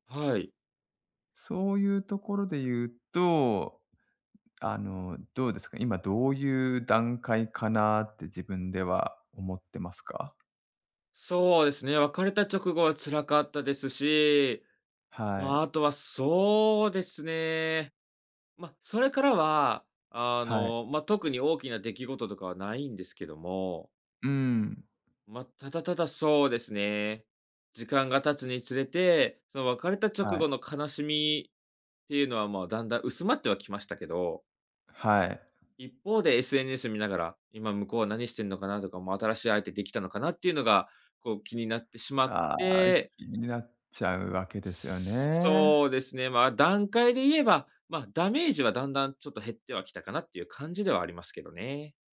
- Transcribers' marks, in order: none
- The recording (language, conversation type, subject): Japanese, advice, SNSで元パートナーの投稿を見てしまい、つらさが消えないのはなぜですか？